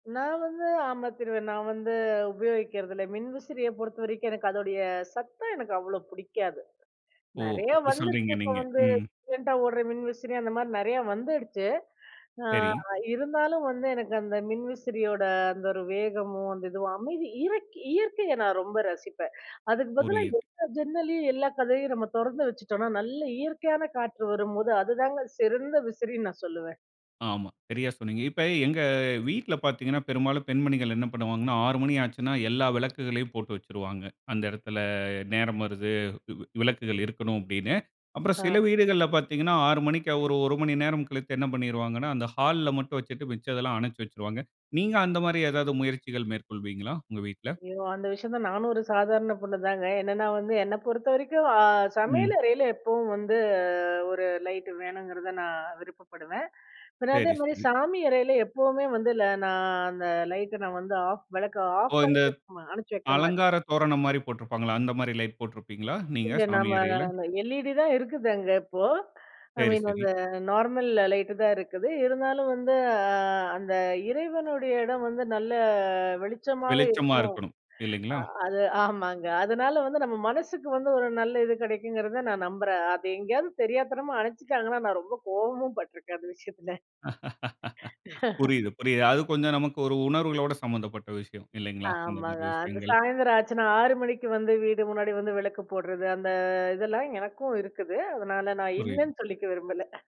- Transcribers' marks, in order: chuckle; in English: "சயலன்ட்டா"; other noise; in English: "ஆஃப்"; in English: "ஆஃப்"; drawn out: "நம்ம"; in English: "ஐ மீன்"; laugh; chuckle; laugh
- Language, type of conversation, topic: Tamil, podcast, வீட்டில் மின்சார பயன்பாட்டை குறைக்க எந்த எளிய பழக்கங்களை பின்பற்றலாம்?